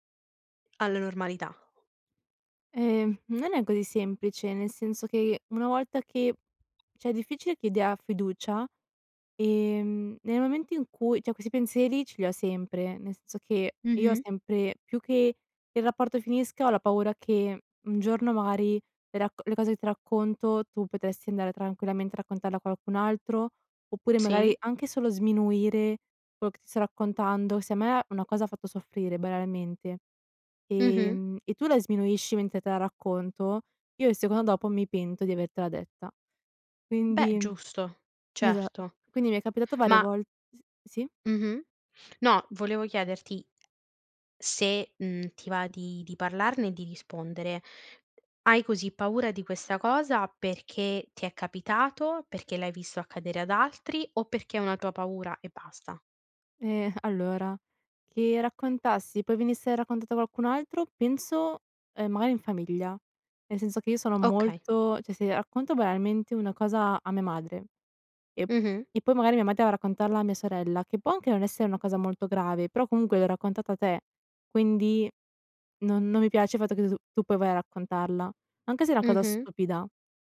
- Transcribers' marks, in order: other background noise; "cioè" said as "ceh"; tapping; "cioè" said as "ceh"; "cioè" said as "ceh"
- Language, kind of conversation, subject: Italian, podcast, Come si costruisce la fiducia necessaria per parlare apertamente?